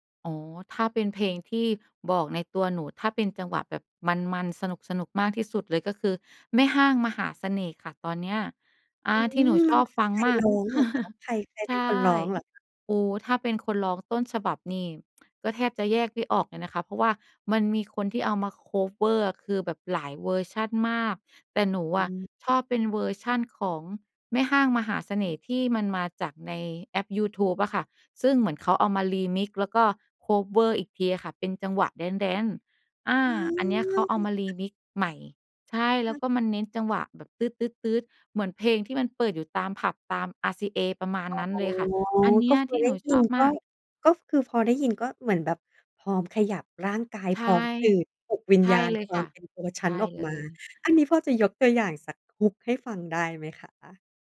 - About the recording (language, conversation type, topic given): Thai, podcast, เพลงอะไรที่ทำให้คุณรู้สึกว่าเป็นตัวตนของคุณมากที่สุด?
- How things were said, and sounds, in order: chuckle; in English: "คัฟเวอร์"; in English: "คัฟเวอร์"; other background noise